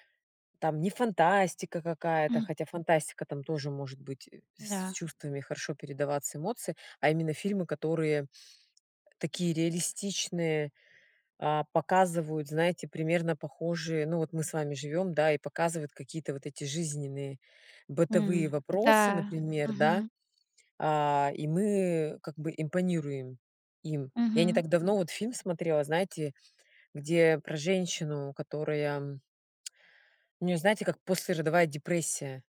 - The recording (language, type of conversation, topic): Russian, unstructured, Почему фильмы иногда вызывают сильные эмоции?
- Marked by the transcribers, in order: tsk